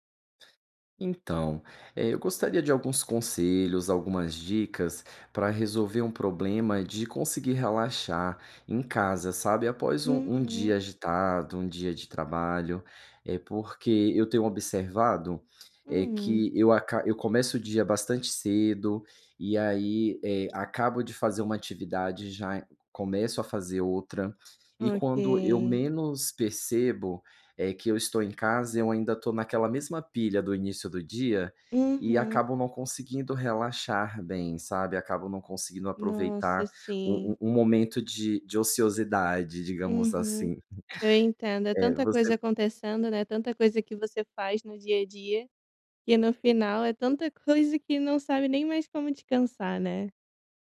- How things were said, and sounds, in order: tapping; chuckle
- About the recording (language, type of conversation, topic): Portuguese, advice, Como posso relaxar em casa depois de um dia cansativo?